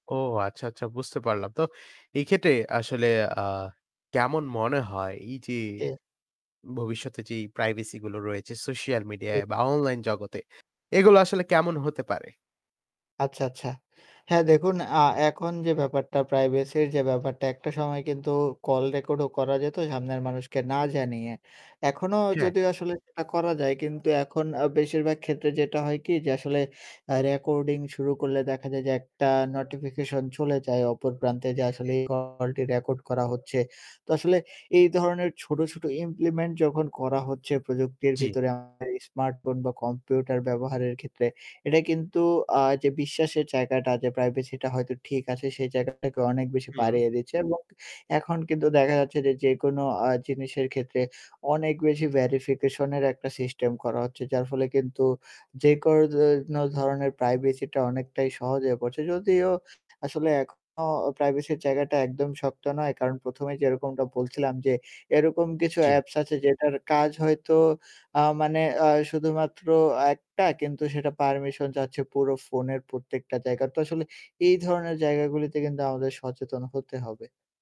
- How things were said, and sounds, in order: static; in English: "ইমপ্লিমেন্ট"; unintelligible speech
- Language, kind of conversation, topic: Bengali, podcast, ডিজিটাল গোপনীয়তার ভবিষ্যৎ কেমন হবে বলে আপনি মনে করেন?